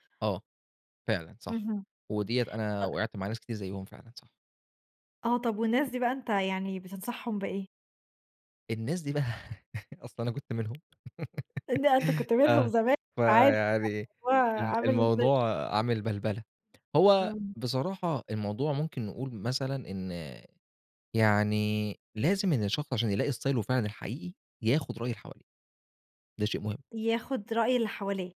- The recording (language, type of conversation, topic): Arabic, podcast, إيه نصيحتك لحد عايز يلاقي شريك حياته المناسب؟
- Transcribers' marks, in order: laugh; tapping; giggle; unintelligible speech; in English: "إستايله"